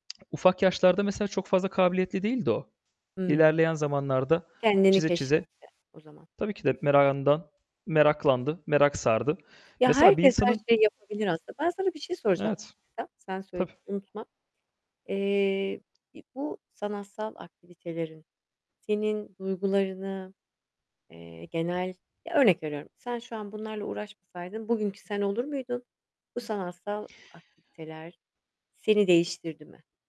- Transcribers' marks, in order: tapping; static; "merakından" said as "meragından"; distorted speech; other background noise; unintelligible speech
- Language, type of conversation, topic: Turkish, unstructured, Sanatın hayatımız üzerindeki sürpriz etkileri neler olabilir?